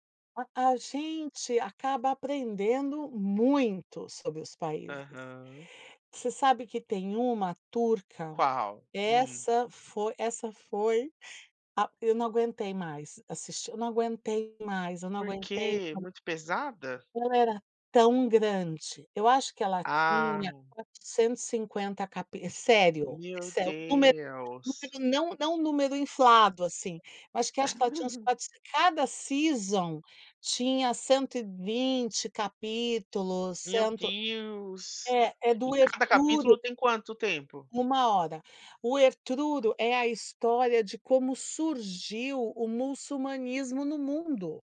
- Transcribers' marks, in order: laugh; in English: "season"; tapping
- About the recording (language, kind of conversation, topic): Portuguese, podcast, O que explica a ascensão de séries internacionais?